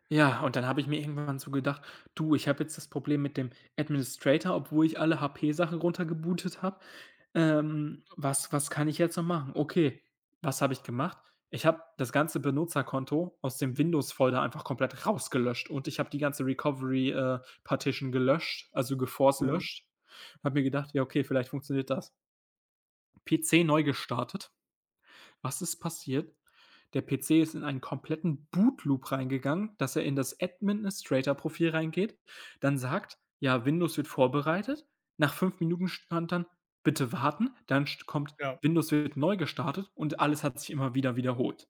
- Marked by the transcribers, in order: put-on voice: "Administrator"; in English: "Folder"; in English: "Recovery, äh, Partition"; in English: "geforced"; put-on voice: "Administrator"; other background noise
- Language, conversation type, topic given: German, unstructured, Wie verändert Technik deinen Alltag?